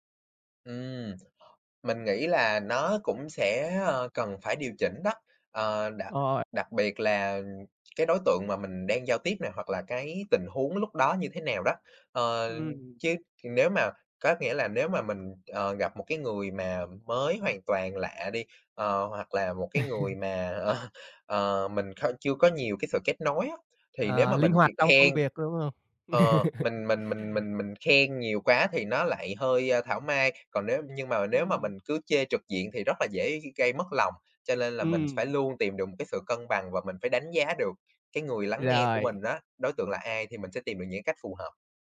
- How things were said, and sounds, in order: other background noise; laughing while speaking: "ờ"; chuckle; tapping; laugh
- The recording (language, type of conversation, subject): Vietnamese, podcast, Bạn nghĩ thế nào về văn hóa phản hồi trong công việc?